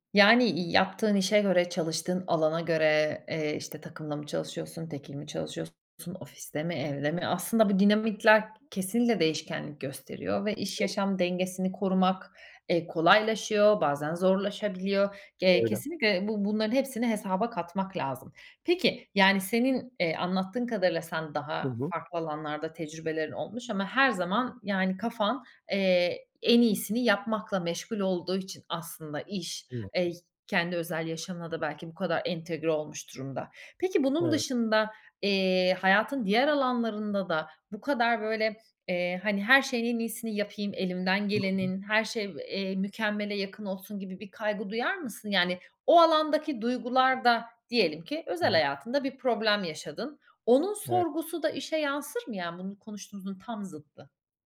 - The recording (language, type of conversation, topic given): Turkish, podcast, İş-yaşam dengesini korumak için neler yapıyorsun?
- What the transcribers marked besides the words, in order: tapping; unintelligible speech; unintelligible speech; unintelligible speech